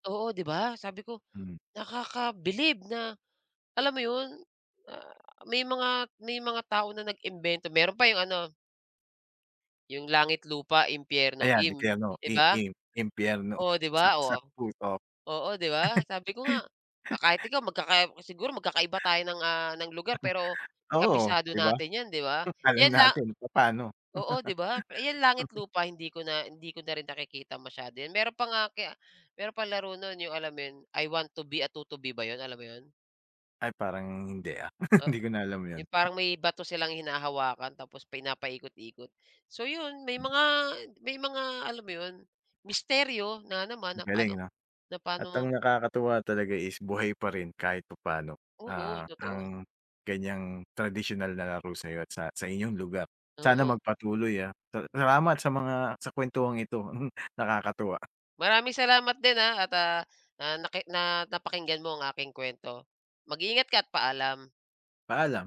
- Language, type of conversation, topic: Filipino, podcast, Anong larong kalye ang hindi nawawala sa inyong purok, at paano ito nilalaro?
- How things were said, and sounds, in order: chuckle; chuckle; chuckle; chuckle; tapping; other background noise; chuckle